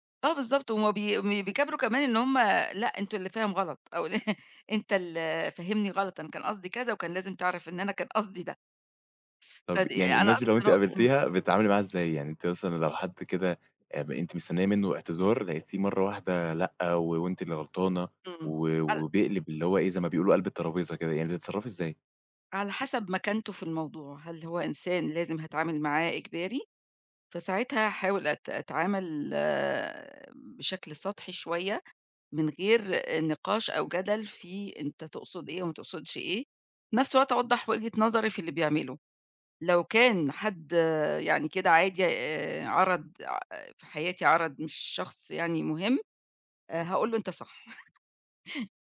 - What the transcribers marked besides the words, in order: chuckle; unintelligible speech; laugh
- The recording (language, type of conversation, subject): Arabic, podcast, إيه الطرق البسيطة لإعادة بناء الثقة بعد ما يحصل خطأ؟